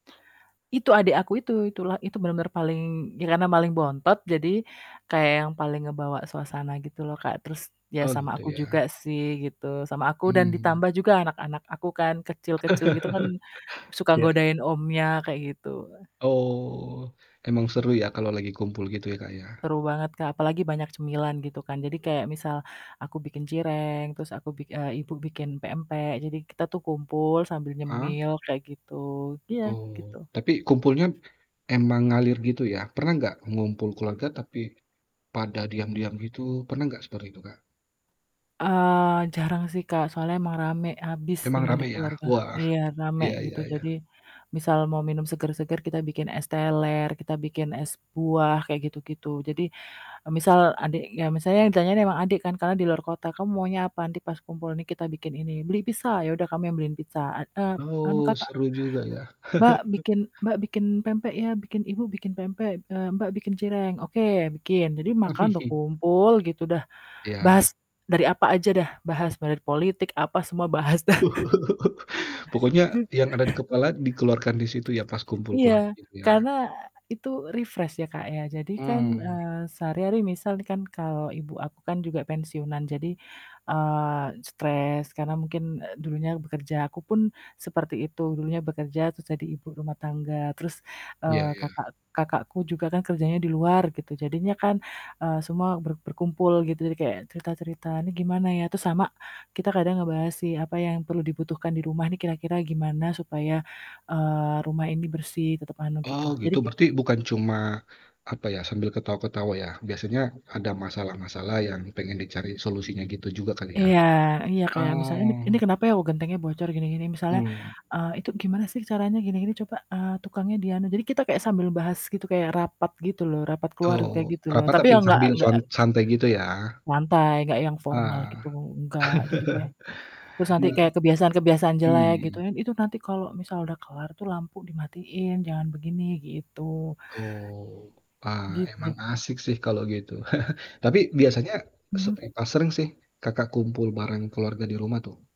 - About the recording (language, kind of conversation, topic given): Indonesian, podcast, Apa hal yang paling membahagiakan saat berkumpul bersama keluarga di rumah?
- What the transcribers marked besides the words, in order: static; laugh; tapping; chuckle; chuckle; chuckle; laughing while speaking: "dah"; chuckle; other background noise; distorted speech; in English: "refresh"; chuckle; "Gitu" said as "gitju"; chuckle